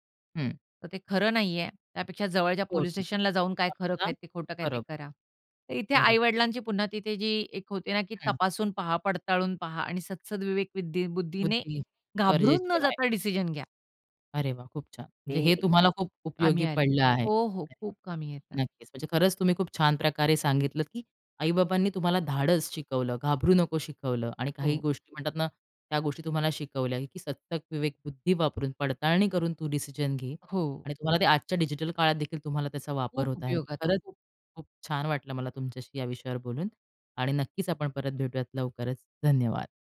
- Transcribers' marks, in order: unintelligible speech; other background noise; tapping; in English: "डिसिजन"
- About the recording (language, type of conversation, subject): Marathi, podcast, आई-बाबांनी तुम्हाला अशी कोणती शिकवण दिली आहे जी आजही उपयोगी पडते?